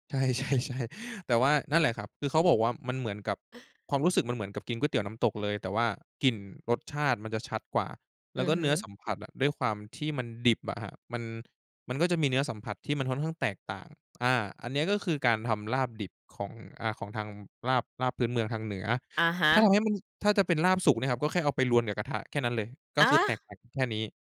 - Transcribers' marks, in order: laughing while speaking: "ใช่ ๆ ๆ"
- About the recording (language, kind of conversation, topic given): Thai, podcast, อาหารที่คุณเรียนรู้จากคนในบ้านมีเมนูไหนเด่นๆ บ้าง?